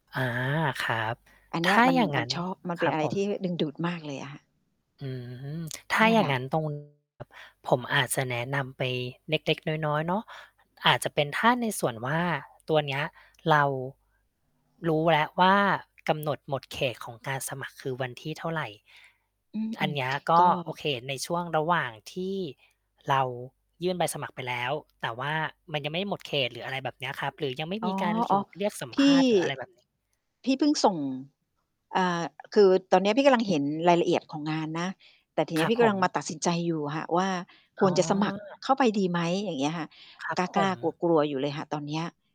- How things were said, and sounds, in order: distorted speech; other background noise; mechanical hum; tsk; "ถูก" said as "หรุก"
- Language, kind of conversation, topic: Thai, advice, ฉันลังเลที่จะสมัครงานใหม่เพราะคิดว่าไม่เก่งพอ ควรทำอย่างไรดี?